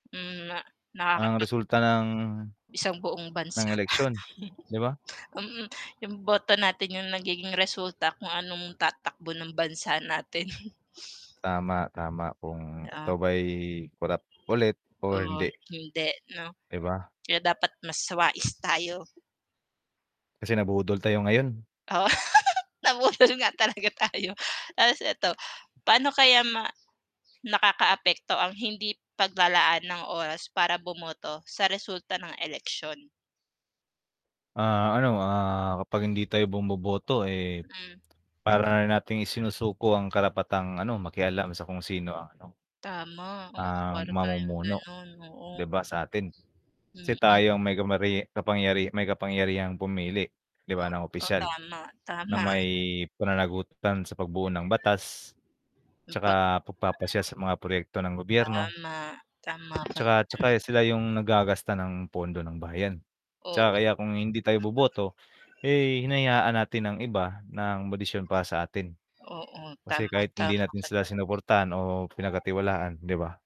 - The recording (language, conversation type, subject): Filipino, unstructured, Ano ang masasabi mo tungkol sa kahalagahan ng pagboto sa halalan?
- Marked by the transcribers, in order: static; tapping; chuckle; giggle; laughing while speaking: "nabudol nga talaga tayo"; other background noise; baby crying